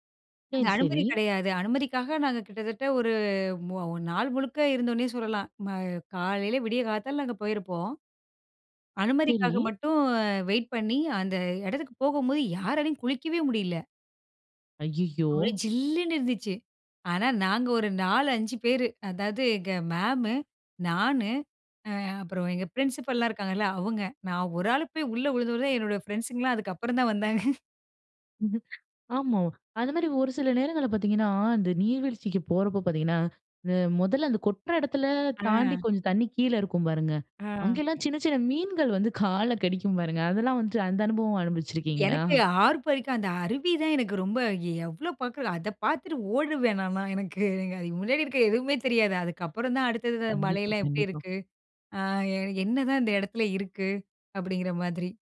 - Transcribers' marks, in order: chuckle; other background noise; other noise; chuckle
- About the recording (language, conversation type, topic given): Tamil, podcast, நீர்வீழ்ச்சியை நேரில் பார்த்தபின் உங்களுக்கு என்ன உணர்வு ஏற்பட்டது?